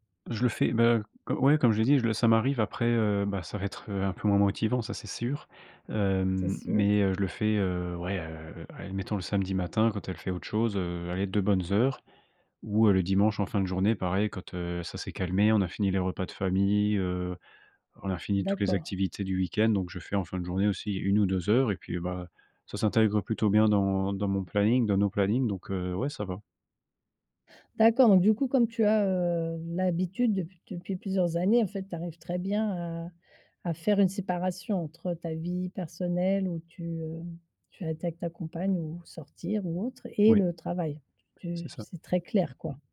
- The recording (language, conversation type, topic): French, podcast, Comment organises-tu ta journée quand tu travailles de chez toi ?
- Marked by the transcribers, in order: other background noise; tapping